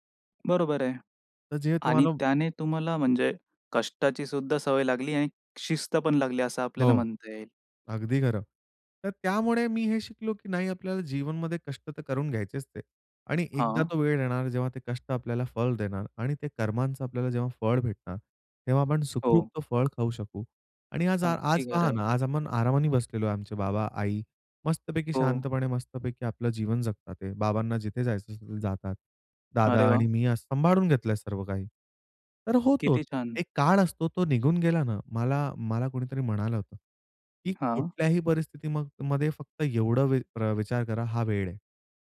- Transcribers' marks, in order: none
- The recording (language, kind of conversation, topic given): Marathi, podcast, तुझ्या पूर्वजांबद्दल ऐकलेली एखादी गोष्ट सांगशील का?